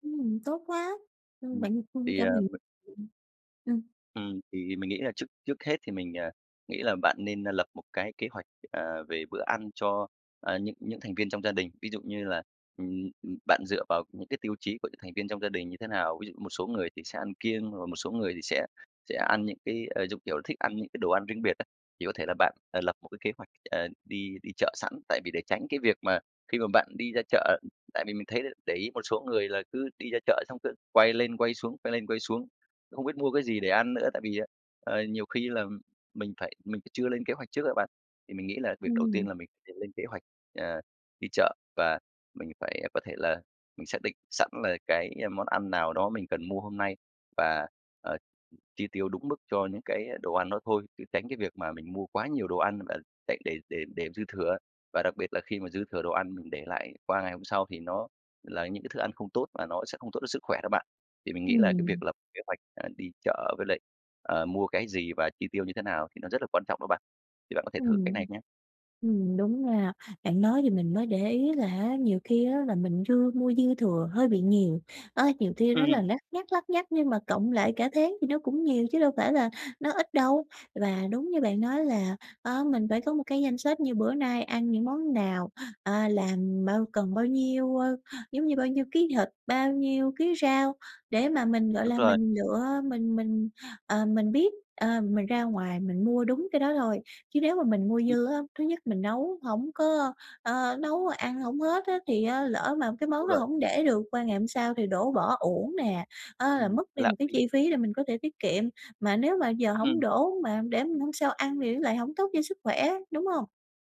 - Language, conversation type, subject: Vietnamese, advice, Làm sao để mua thực phẩm lành mạnh mà vẫn tiết kiệm chi phí?
- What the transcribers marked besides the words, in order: tapping; other background noise